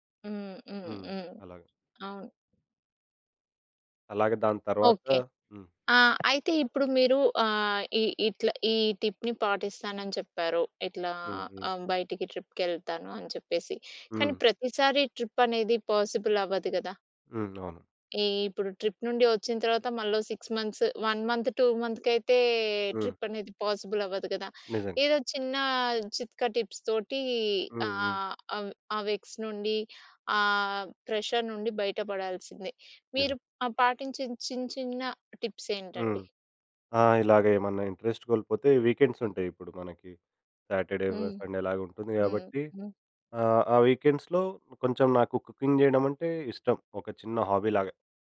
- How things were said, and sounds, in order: tapping; in English: "టిప్‌ని"; in English: "ట్రిప్"; in English: "పాసిబుల్"; in English: "ట్రిప్"; in English: "సిక్స్ మంత్స్, వన్ మంత్, టూ మంత్స్‌కి"; in English: "ట్రిప్"; in English: "పాసిబుల్"; in English: "టిప్స్‌తోటి"; in English: "వెక్స్"; in English: "ప్రెషర్"; in English: "టిప్స్"; in English: "ఇంట్రెస్ట్"; in English: "సాటర్‌డే, సండేలాగా"; in English: "వీకెండ్స్‌లో"; in English: "కుకింగ్"; in English: "హాబీలాగా"
- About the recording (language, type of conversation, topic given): Telugu, podcast, ఆసక్తి కోల్పోతే మీరు ఏ చిట్కాలు ఉపయోగిస్తారు?